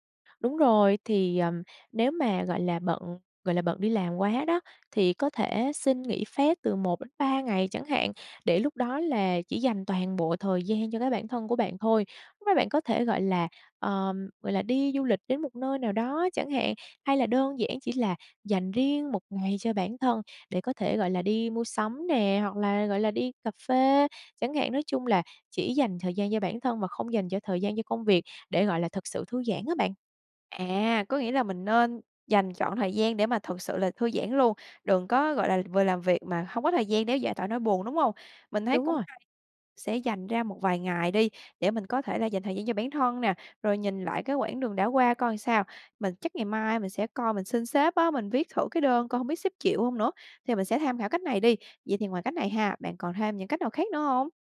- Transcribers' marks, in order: tapping; other background noise
- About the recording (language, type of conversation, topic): Vietnamese, advice, Làm sao để ngừng nghĩ về người cũ sau khi vừa chia tay?